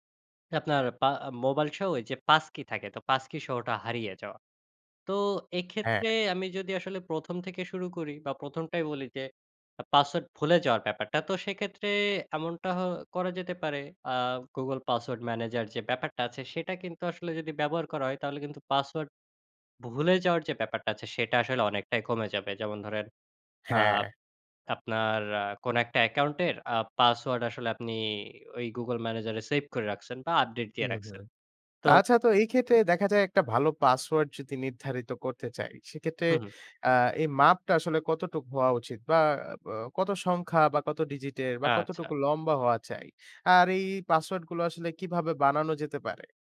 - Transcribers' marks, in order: none
- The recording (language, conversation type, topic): Bengali, podcast, পাসওয়ার্ড ও অনলাইন নিরাপত্তা বজায় রাখতে কী কী টিপস অনুসরণ করা উচিত?